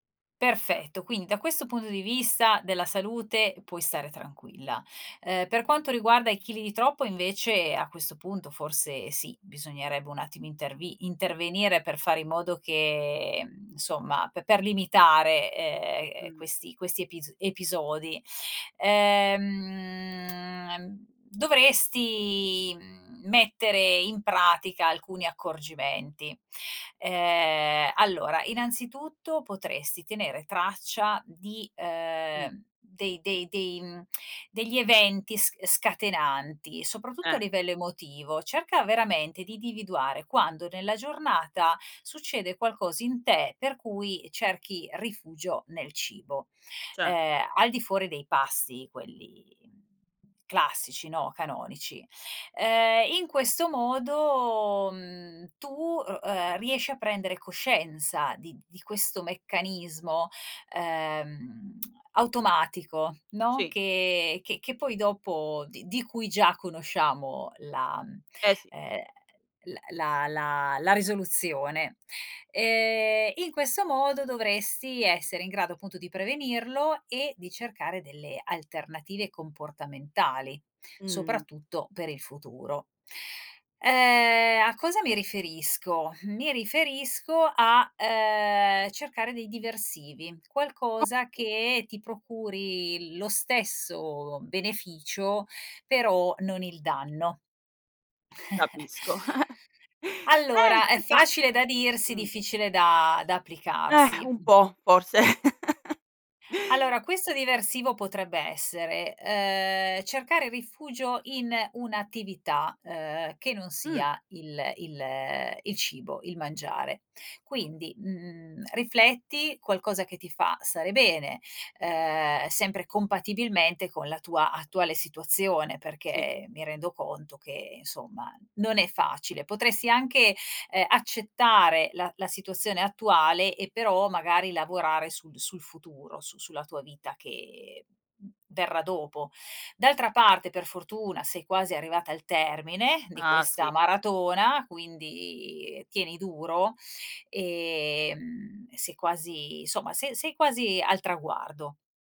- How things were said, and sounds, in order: unintelligible speech; drawn out: "Ehm"; tapping; lip smack; "individuare" said as "dividuare"; lip smack; other background noise; chuckle; giggle; chuckle
- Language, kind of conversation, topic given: Italian, advice, Come posso gestire il senso di colpa dopo un’abbuffata occasionale?